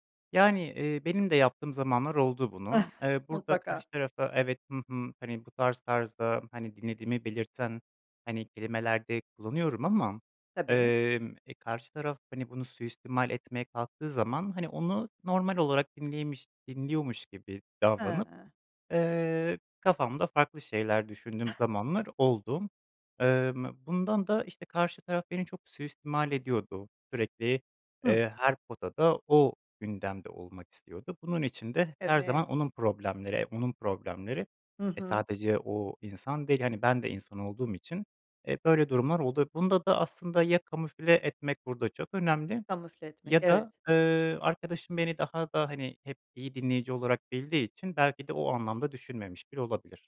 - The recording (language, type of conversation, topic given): Turkish, podcast, İyi bir dinleyici olmak için neler yaparsın?
- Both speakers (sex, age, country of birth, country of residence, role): female, 45-49, Turkey, Netherlands, host; male, 25-29, Turkey, Poland, guest
- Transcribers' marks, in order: tapping; chuckle; chuckle